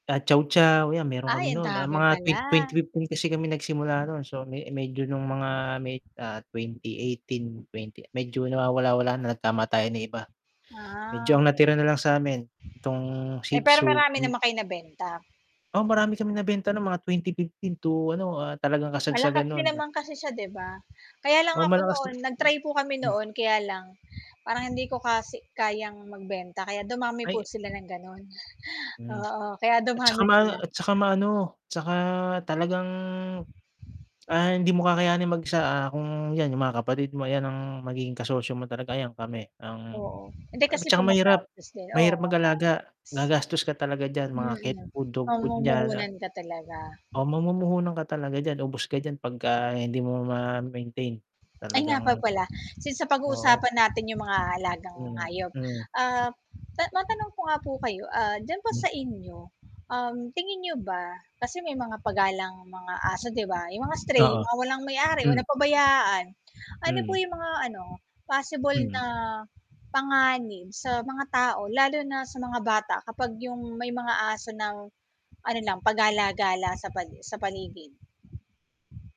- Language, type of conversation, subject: Filipino, unstructured, Ano ang mga panganib kapag hindi binabantayan ang mga aso sa kapitbahayan?
- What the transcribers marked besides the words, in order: static; other background noise; drawn out: "Ah"; wind; tapping; distorted speech